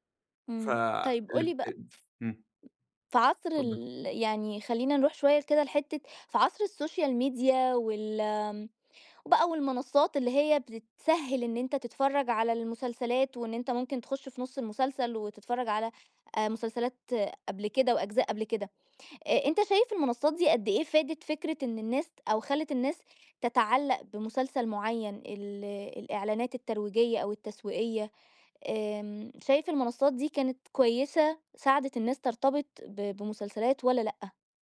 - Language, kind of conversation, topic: Arabic, podcast, ليه بعض المسلسلات بتشدّ الناس ومبتخرجش من بالهم؟
- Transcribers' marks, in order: tapping; in English: "السوشيال ميديا"